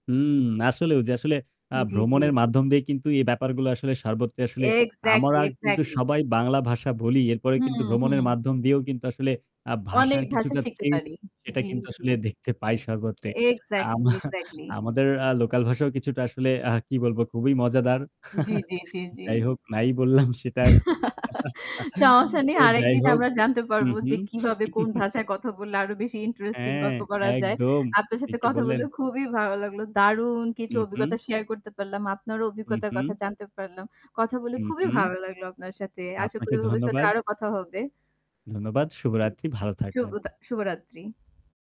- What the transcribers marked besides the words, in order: static; in English: "এক্সাক্টলি, এক্সাক্টলি"; in English: "এক্সাক্টলি, এক্সাক্টলি"; distorted speech; laughing while speaking: "আমা আমাদের"; chuckle; laughing while speaking: "সমস্যা নেই"; chuckle; chuckle; tapping; other noise
- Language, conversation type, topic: Bengali, unstructured, আপনার মতে, ভ্রমণ কীভাবে মানুষের মন বদলে দেয়?